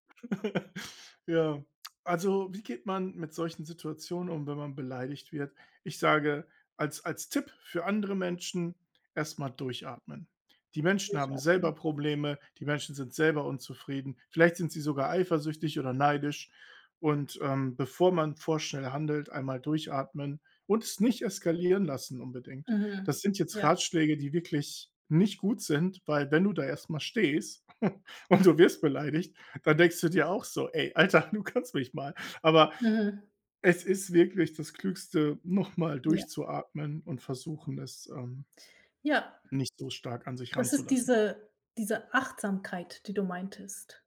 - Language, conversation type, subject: German, unstructured, Wie gehst du damit um, wenn dich jemand beleidigt?
- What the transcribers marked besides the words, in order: other background noise; chuckle; tsk; chuckle; laughing while speaking: "Ey, Alter, du kannst mich mal"